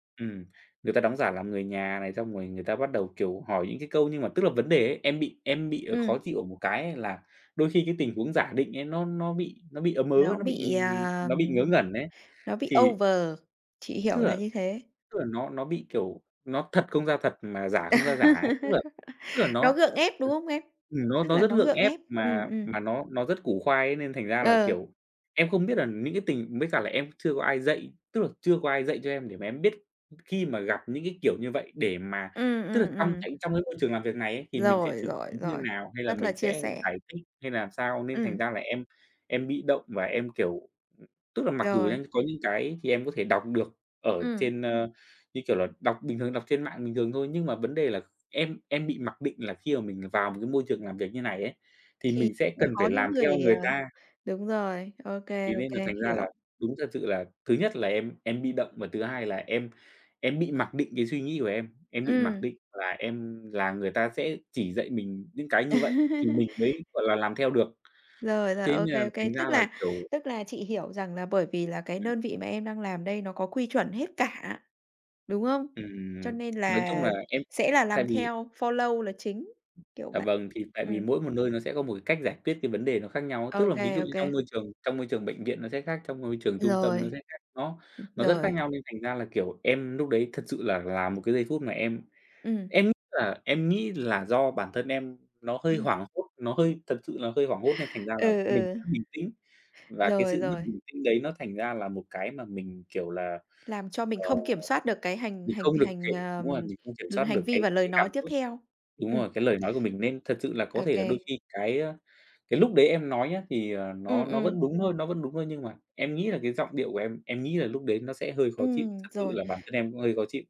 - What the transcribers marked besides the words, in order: tapping; in English: "over"; laugh; other background noise; laugh; in English: "follow"
- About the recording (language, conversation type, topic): Vietnamese, podcast, Bạn cân bằng việc học và cuộc sống hằng ngày như thế nào?